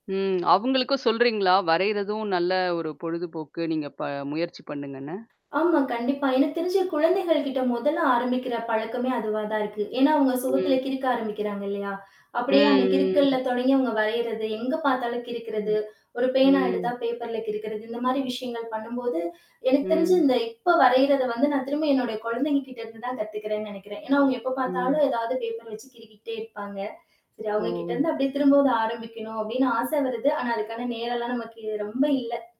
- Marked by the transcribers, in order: tapping; static; other noise; other background noise
- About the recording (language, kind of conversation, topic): Tamil, podcast, இந்த பொழுதுபோக்கு உங்களை முதன்முதலில் ஏன் கவர்ந்தது?